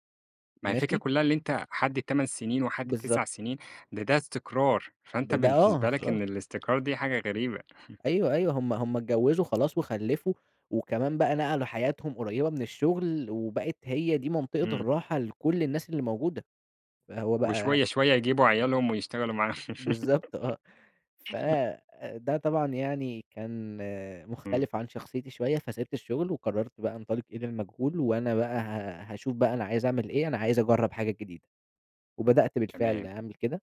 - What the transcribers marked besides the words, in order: laughing while speaking: "بالنسبة"; chuckle; other background noise; tapping; giggle
- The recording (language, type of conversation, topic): Arabic, podcast, احكيلي عن مرة قررت تطلع برا منطقة راحتك، إيه اللي حصل؟
- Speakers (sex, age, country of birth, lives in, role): male, 20-24, Egypt, Egypt, guest; male, 25-29, Egypt, Egypt, host